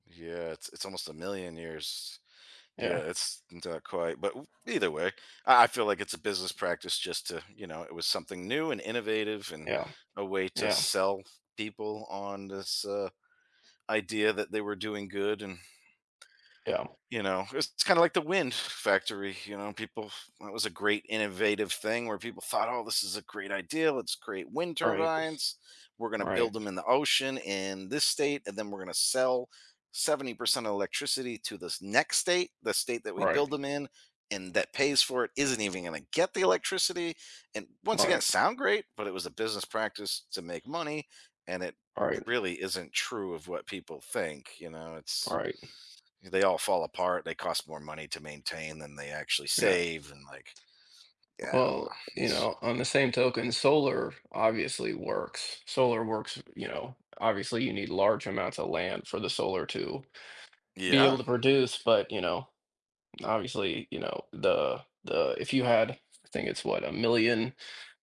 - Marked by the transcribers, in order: other background noise; tapping
- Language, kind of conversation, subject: English, unstructured, How can businesses find the right balance between adapting to change and sticking to proven methods?